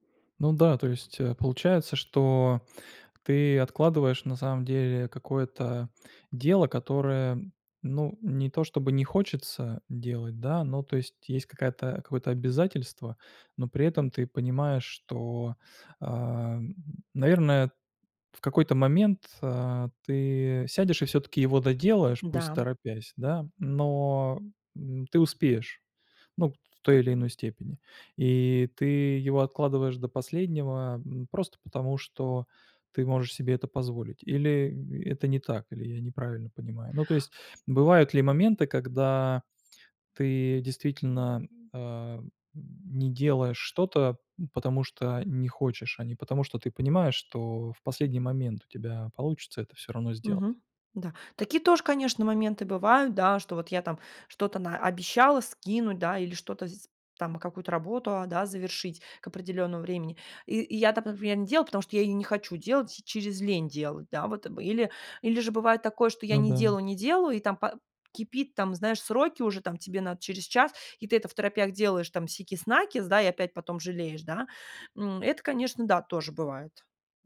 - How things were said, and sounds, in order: none
- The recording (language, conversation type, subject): Russian, advice, Как мне избегать траты времени на неважные дела?